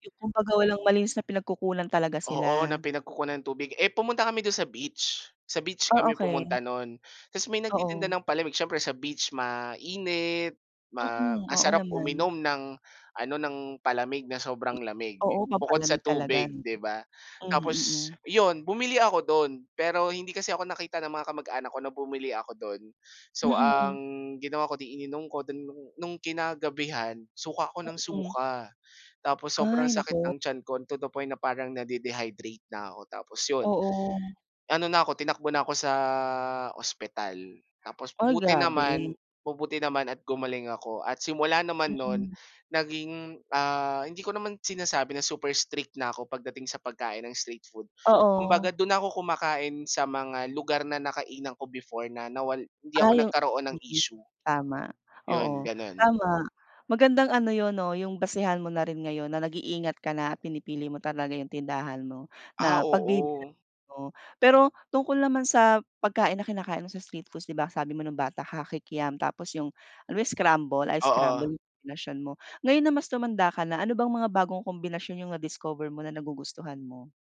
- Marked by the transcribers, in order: tapping; other background noise
- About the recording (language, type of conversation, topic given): Filipino, podcast, Ano ang paborito mong pagkaing kalye, at bakit ka nahuhumaling dito?